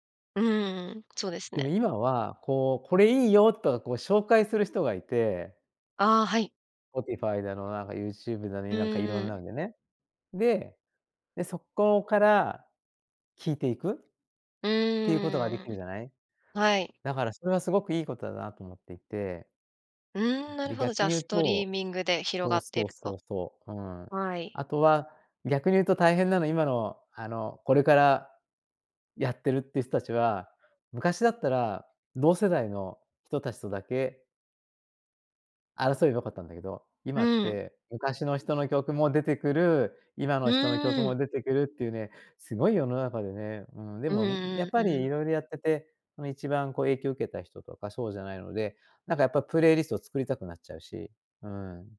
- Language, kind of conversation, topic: Japanese, podcast, 一番影響を受けたアーティストはどなたですか？
- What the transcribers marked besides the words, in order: none